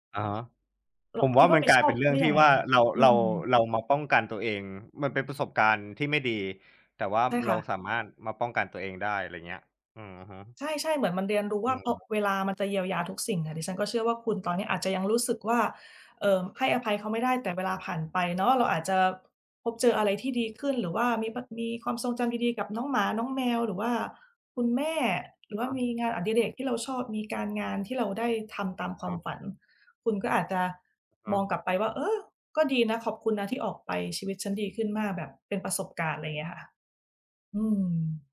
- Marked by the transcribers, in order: none
- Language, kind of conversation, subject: Thai, unstructured, คุณคิดว่าการให้อภัยส่งผลต่อชีวิตของเราอย่างไร?